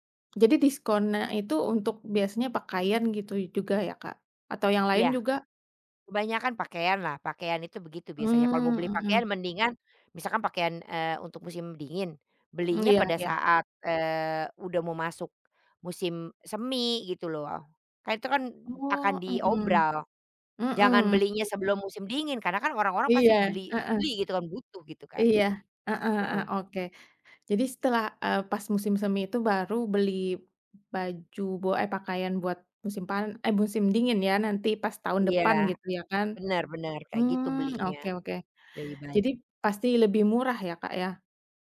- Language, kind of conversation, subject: Indonesian, unstructured, Pernahkah kamu merasa senang setelah berhasil menabung untuk membeli sesuatu?
- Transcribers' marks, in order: tapping